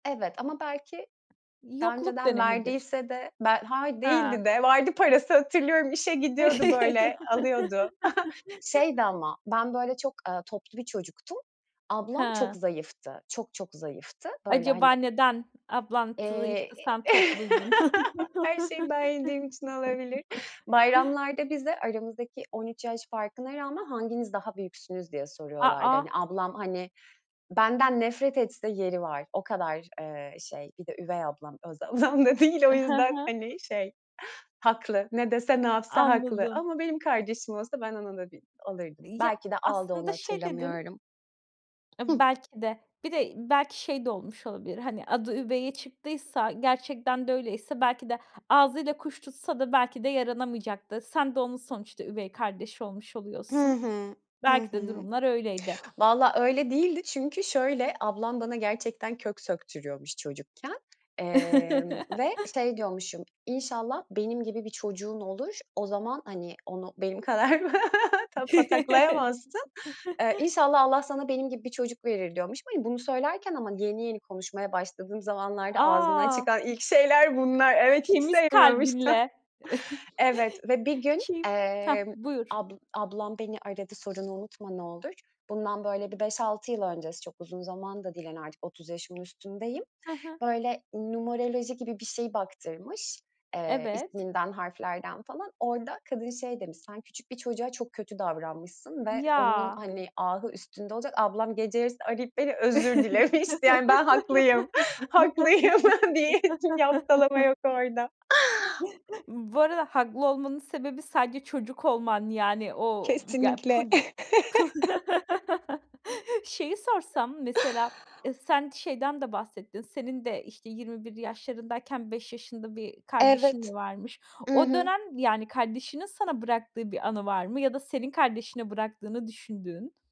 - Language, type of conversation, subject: Turkish, podcast, Kardeşliğinizle ilgili unutamadığınız bir anıyı paylaşır mısınız?
- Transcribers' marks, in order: tapping; chuckle; chuckle; chuckle; laughing while speaking: "öz ablam da değil"; tsk; chuckle; laughing while speaking: "benim kadar"; chuckle; other background noise; laughing while speaking: "Evet hiç"; unintelligible speech; chuckle; laugh; laughing while speaking: "dilemişti"; laughing while speaking: "Haklıyım diye"; chuckle; other noise; chuckle; chuckle